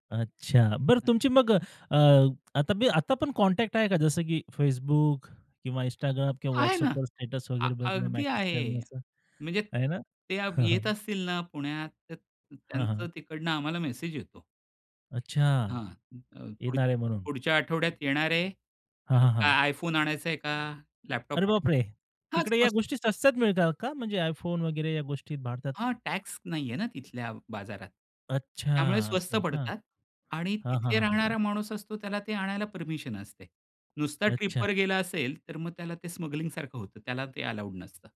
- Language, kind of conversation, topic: Marathi, podcast, परदेशात तुमची एखाद्याशी अचानक मैत्री झाली आहे का, आणि ती कशी झाली?
- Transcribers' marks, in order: other noise; in English: "कॉन्टॅक्ट"; in English: "स्टेटस"; tapping; other background noise; in English: "अलाउड"